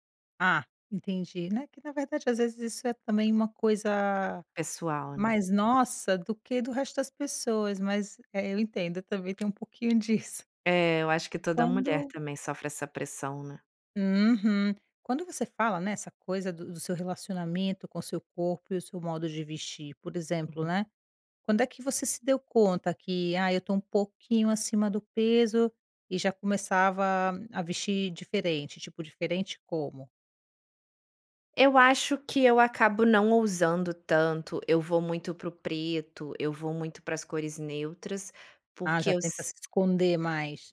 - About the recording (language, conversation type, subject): Portuguese, podcast, Como a relação com seu corpo influenciou seu estilo?
- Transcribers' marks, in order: tapping; laughing while speaking: "disso"